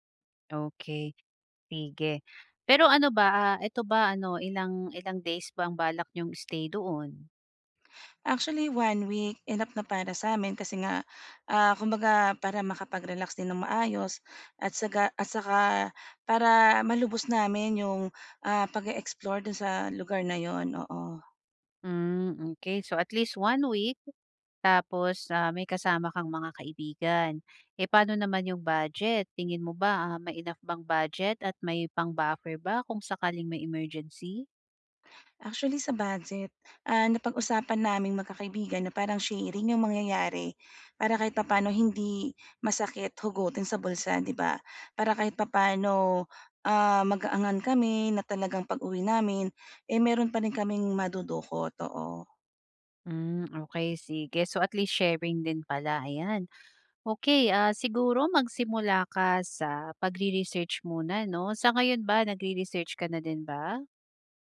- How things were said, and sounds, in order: other background noise
- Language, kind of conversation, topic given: Filipino, advice, Paano ako makakapag-explore ng bagong lugar nang may kumpiyansa?